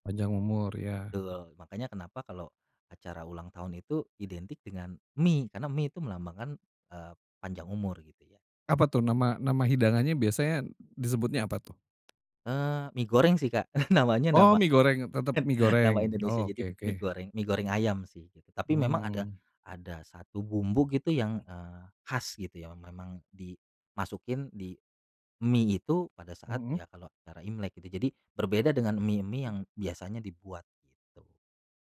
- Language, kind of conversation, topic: Indonesian, podcast, Tradisi keluarga apa yang paling kamu tunggu-tunggu, dan seperti apa biasanya jalannya?
- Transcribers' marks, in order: tapping; chuckle